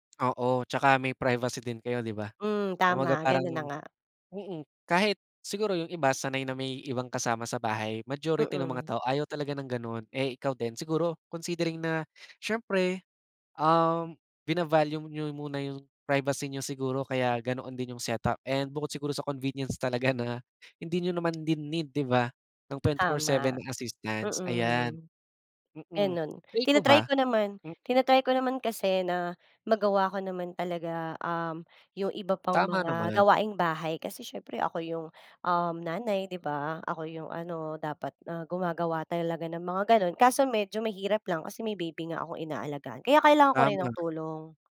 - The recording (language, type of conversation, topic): Filipino, podcast, Paano nagsisimula ang umaga sa bahay ninyo?
- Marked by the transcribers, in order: other background noise; tapping